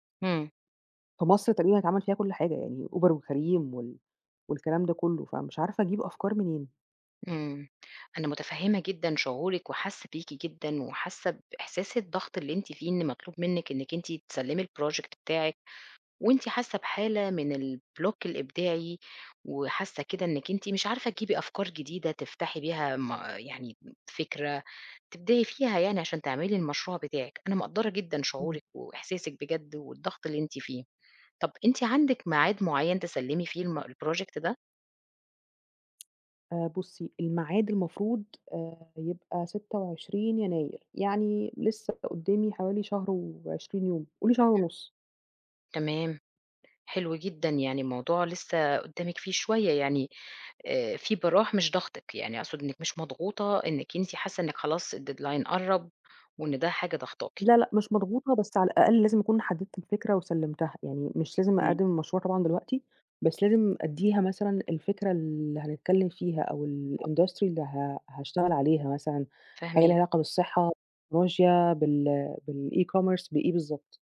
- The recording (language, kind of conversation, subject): Arabic, advice, إزاي بتوصف إحساسك بالبلوك الإبداعي وإن مفيش أفكار جديدة؟
- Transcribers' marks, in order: in English: "الProject"; tapping; in English: "الBlock"; in English: "الProject"; other background noise; in English: "الDeadline"; in English: "الIndustry"; unintelligible speech; in English: "بالE-commerce"